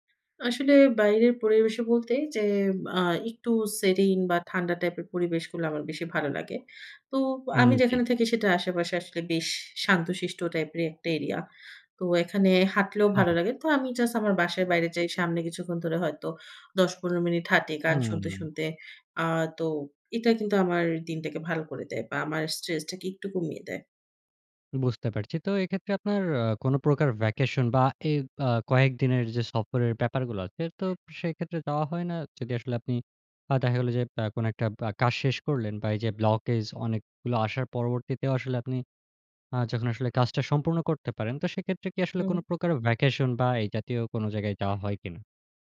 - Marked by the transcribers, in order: in English: "serene"; other background noise
- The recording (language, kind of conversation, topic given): Bengali, podcast, কখনো সৃজনশীলতার জড়তা কাটাতে আপনি কী করেন?